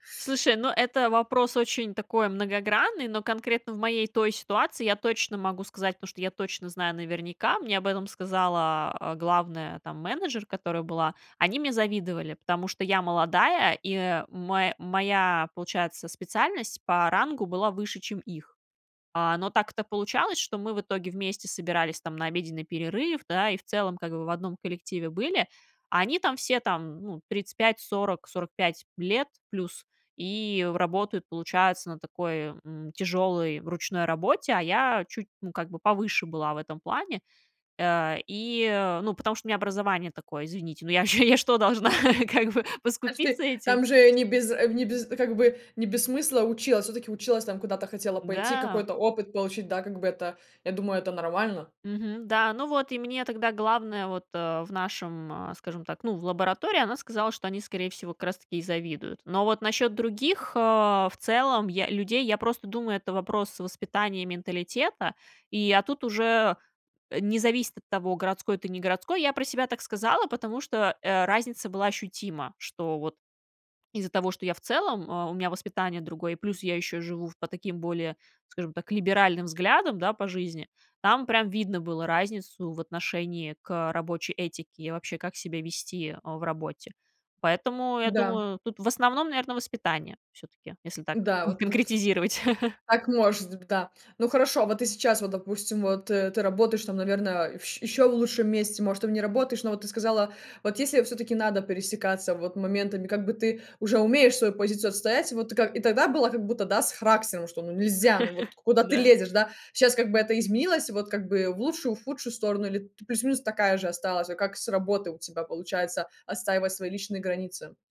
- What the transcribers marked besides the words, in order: laughing while speaking: "я что, должна, как бы"; laughing while speaking: "конкретизировать"; laugh
- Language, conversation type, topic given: Russian, podcast, Как вы выстраиваете личные границы в отношениях?